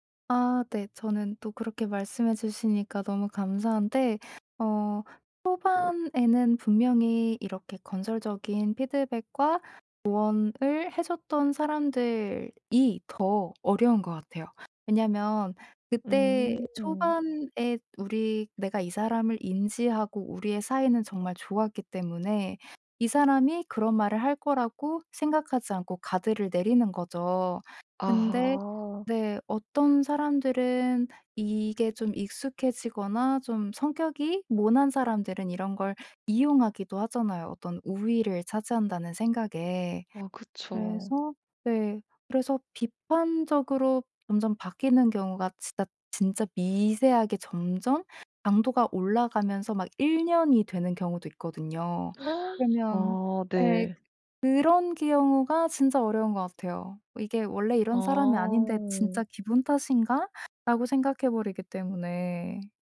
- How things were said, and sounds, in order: other background noise; background speech; tapping; gasp
- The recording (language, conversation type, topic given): Korean, advice, 피드백이 건설적인지 공격적인 비판인지 간단히 어떻게 구분할 수 있을까요?